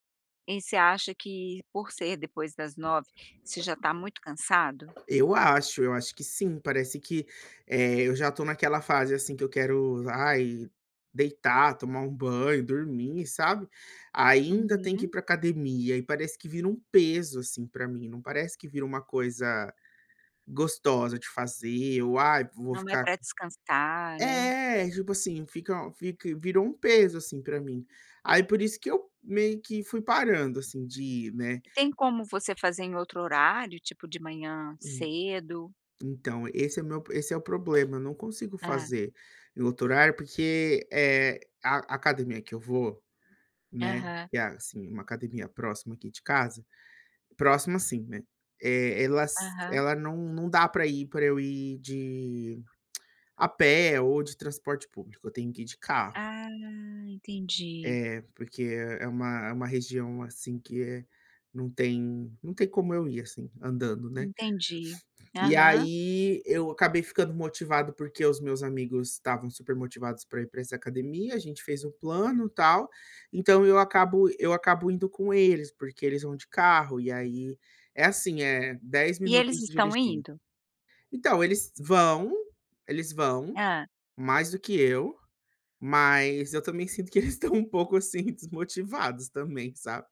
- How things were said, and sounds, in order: tapping; other background noise; tongue click; drawn out: "Ah"; sniff; laughing while speaking: "sinto que eles estão um pouco assim desmotivados também sabe?"
- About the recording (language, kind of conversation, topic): Portuguese, advice, Como posso lidar com a falta de motivação para manter hábitos de exercício e alimentação?